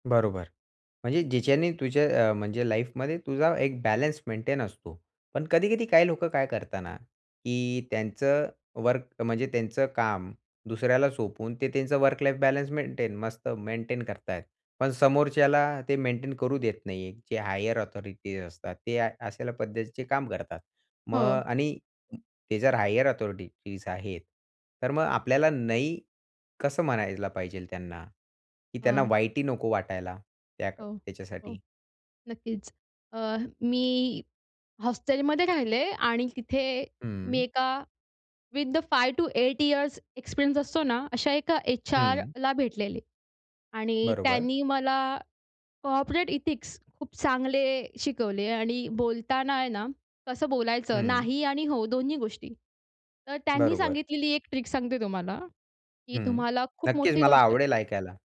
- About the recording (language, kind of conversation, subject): Marathi, podcast, काम आणि वैयक्तिक आयुष्याचा समतोल साधण्यासाठी तुम्ही तंत्रज्ञानाचा कसा वापर करता?
- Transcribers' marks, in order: in English: "लाईफमध्ये"; in English: "लाईफ"; in English: "हायर अथॉरिटीज"; in English: "हायर अथॉरिटीज"; "पाहिजे" said as "पाहिजेल"; in English: "विथ द फाइव टू एट इयर्स एक्सपिरियन्स"; in English: "कॉर्पोरेट एथिक्स"; in English: "ट्रिक"; tapping